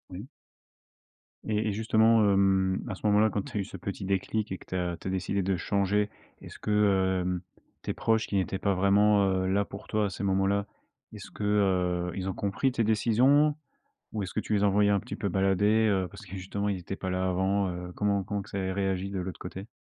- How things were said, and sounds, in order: other background noise
- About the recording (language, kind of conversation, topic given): French, podcast, Quelle rencontre t’a fait voir la vie autrement ?